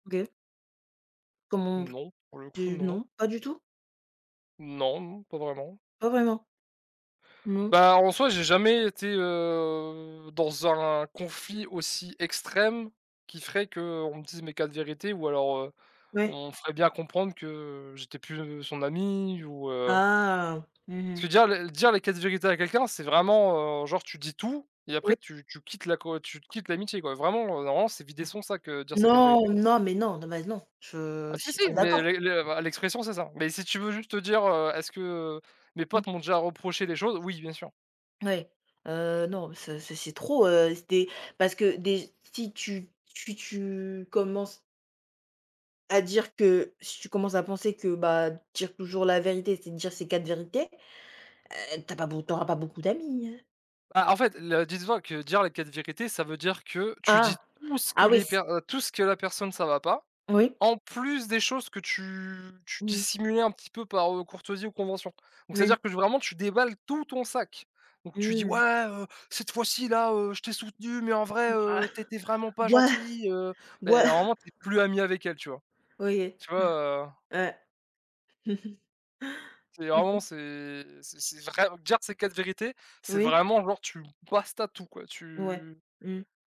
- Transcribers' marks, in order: tapping; other background noise; drawn out: "heu"; drawn out: "Ah"; drawn out: "Non"; drawn out: "tu"; stressed: "tout"; put-on voice: "Ouais, heu, cette fois-ci, là … pas gentil, heu"; chuckle; chuckle
- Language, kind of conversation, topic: French, unstructured, Penses-tu que la vérité doit toujours être dite, même si elle blesse ?